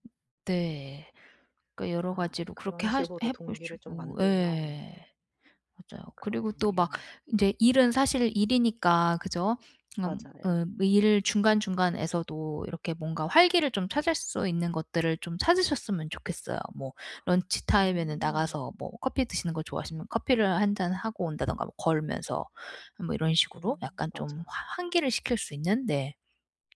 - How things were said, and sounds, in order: tapping; in English: "런치타임에는"
- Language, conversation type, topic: Korean, advice, 반복적인 업무 때문에 동기가 떨어질 때, 어떻게 일에서 의미를 찾을 수 있을까요?
- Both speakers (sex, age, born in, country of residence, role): female, 35-39, United States, United States, user; female, 40-44, United States, United States, advisor